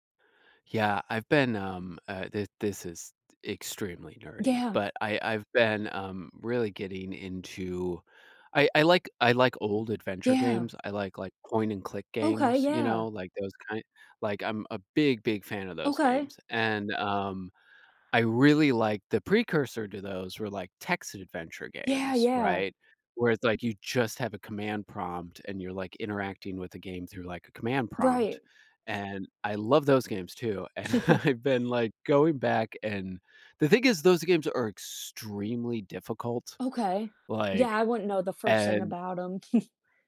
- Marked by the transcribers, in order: chuckle; laughing while speaking: "and I've"; chuckle
- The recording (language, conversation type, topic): English, unstructured, How do your memories of classic video games compare to your experiences with modern gaming?
- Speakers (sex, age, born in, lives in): female, 25-29, United States, United States; male, 35-39, United States, United States